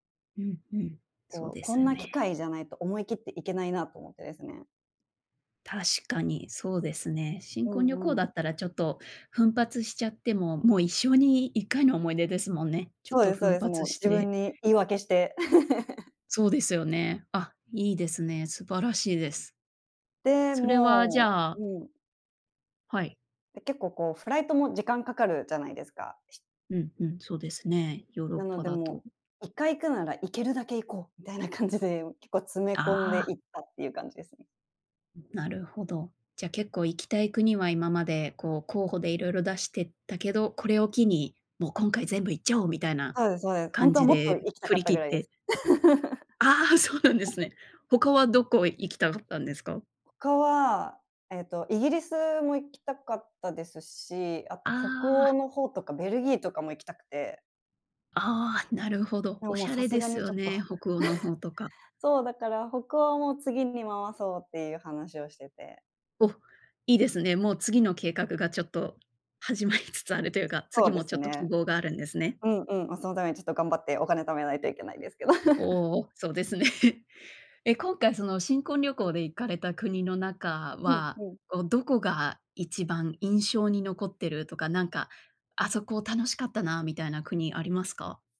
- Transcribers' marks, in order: chuckle; laughing while speaking: "みたいな感じで"; laughing while speaking: "そうなんですね"; chuckle; chuckle; laughing while speaking: "始まりつつあるというか"; laughing while speaking: "ですけど"; chuckle; laughing while speaking: "そうですね"
- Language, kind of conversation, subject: Japanese, podcast, 一番忘れられない旅行の話を聞かせてもらえますか？